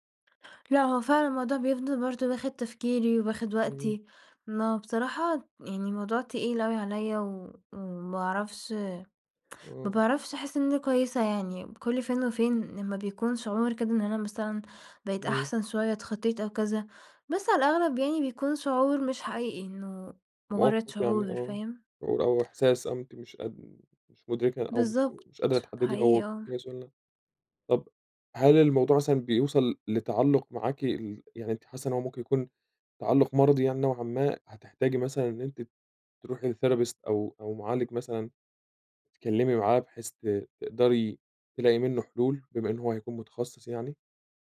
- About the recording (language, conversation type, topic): Arabic, advice, إزاي أتعامل لما أشوف شريكي السابق مع حد جديد؟
- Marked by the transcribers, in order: tsk; in English: "لTherapist"